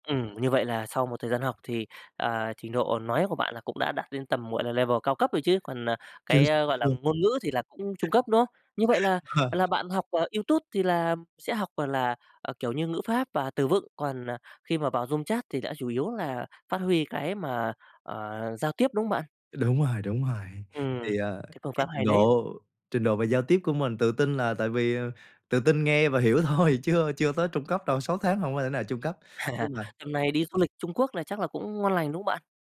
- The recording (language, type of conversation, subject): Vietnamese, podcast, Bạn đã từng học một kỹ năng mới qua mạng chưa, và bạn có thể kể đôi chút về trải nghiệm đó không?
- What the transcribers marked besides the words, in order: in English: "level"; other background noise; laughing while speaking: "Ờ"; in English: "room chat"; tapping; laughing while speaking: "thôi"; laugh